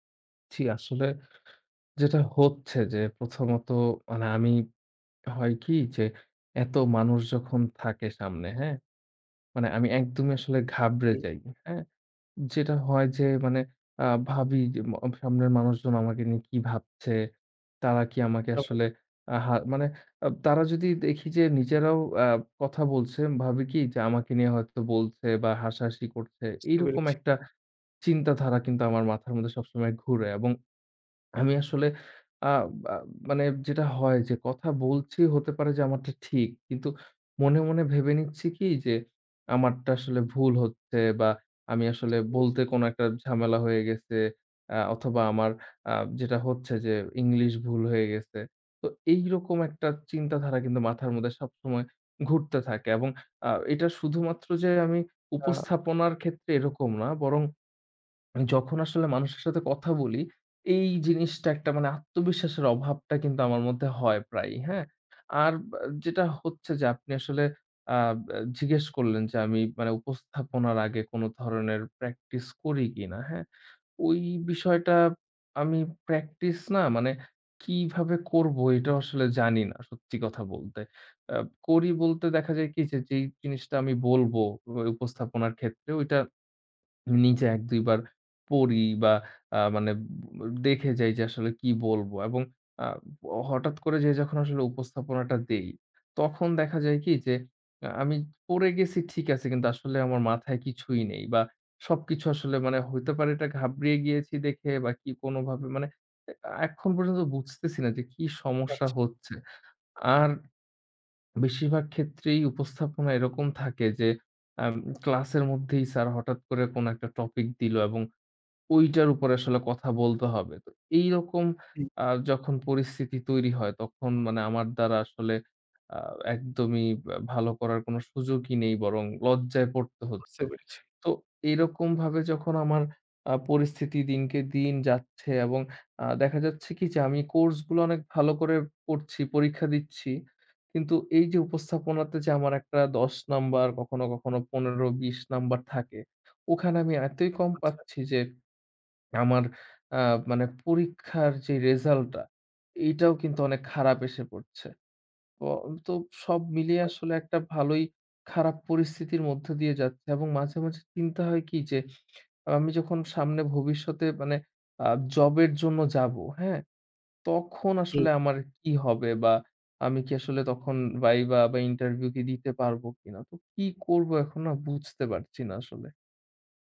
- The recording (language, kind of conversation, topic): Bengali, advice, উপস্থাপনার আগে অতিরিক্ত উদ্বেগ
- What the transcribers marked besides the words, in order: unintelligible speech; tapping; swallow; "আচ্ছা" said as "আচ"; other background noise